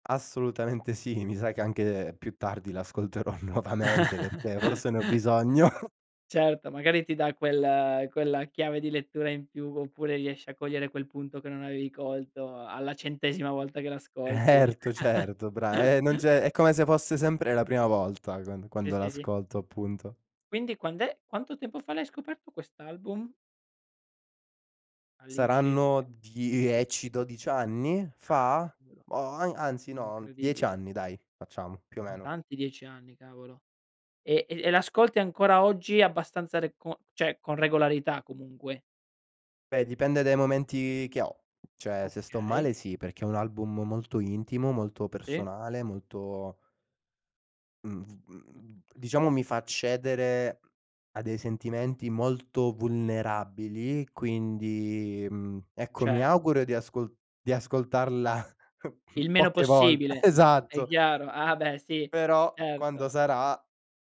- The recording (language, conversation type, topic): Italian, podcast, Quale album ha segnato un periodo della tua vita?
- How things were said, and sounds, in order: laughing while speaking: "nuovamente"; chuckle; chuckle; "Certo" said as "erto"; chuckle; "Son" said as "on"; "cioè" said as "cè"; other background noise; chuckle